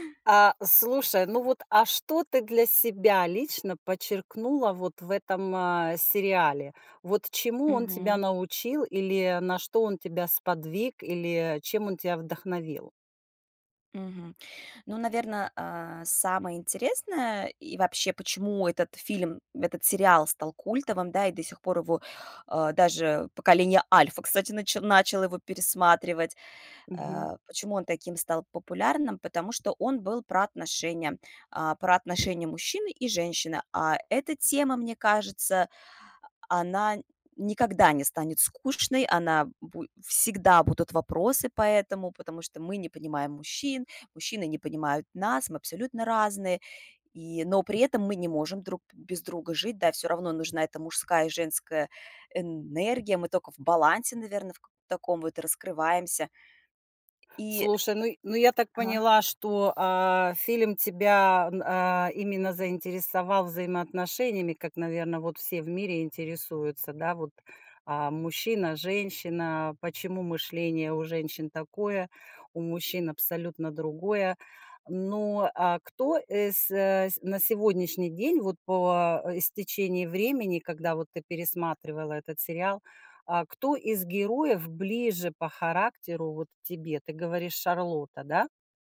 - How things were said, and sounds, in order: tapping
- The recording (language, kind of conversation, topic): Russian, podcast, Какой сериал вы могли бы пересматривать бесконечно?